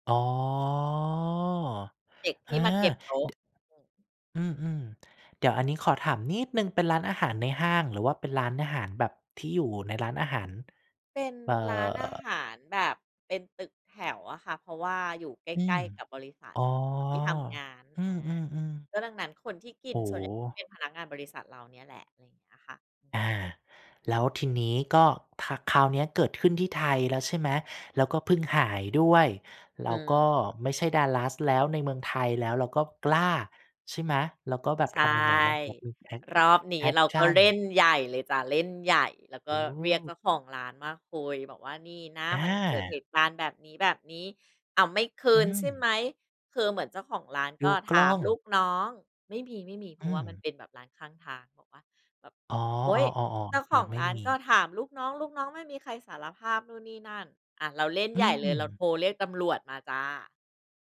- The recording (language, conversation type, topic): Thai, podcast, คุณเคยทำกระเป๋าหายหรือเผลอลืมของสำคัญระหว่างเดินทางไหม?
- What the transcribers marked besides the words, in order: drawn out: "อ๋อ"; tapping; unintelligible speech